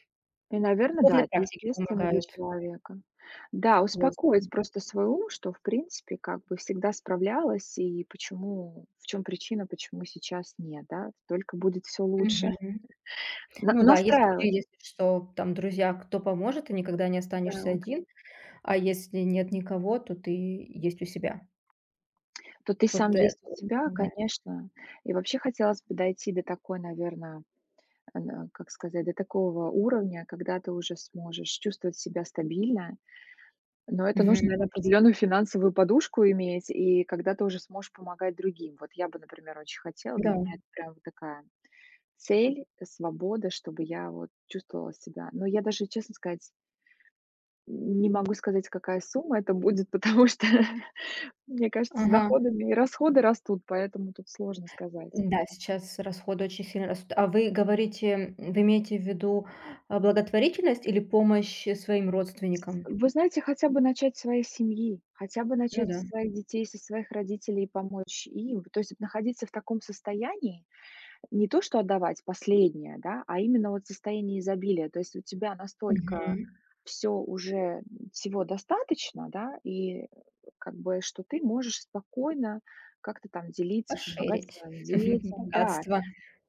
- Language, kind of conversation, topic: Russian, unstructured, Как ты справляешься со стрессом на работе?
- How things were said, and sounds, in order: unintelligible speech; chuckle; tapping; laughing while speaking: "потому что"; in English: "Пошэрить"; chuckle